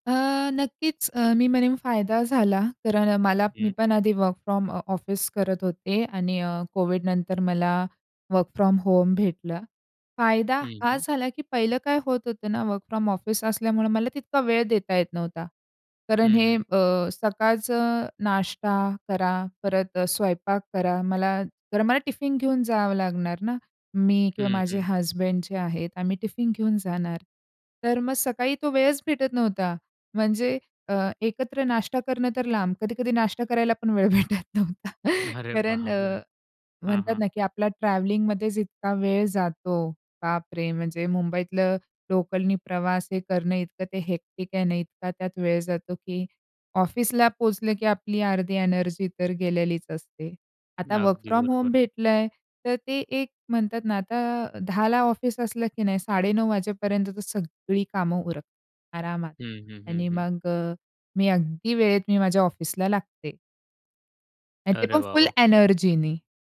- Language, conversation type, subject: Marathi, podcast, तुझ्या घरी सकाळची परंपरा कशी असते?
- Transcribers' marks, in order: in English: "वर्क फ्रॉम ऑफिस"; in English: "वर्क फ्रॉम होम"; in English: "वर्क फ्रॉम ऑफिस"; tapping; laughing while speaking: "वेळ भेटत नव्हता"; in English: "हेक्टिक"; in English: "वर्क फ्रॉम होम"; in English: "एनर्जीने"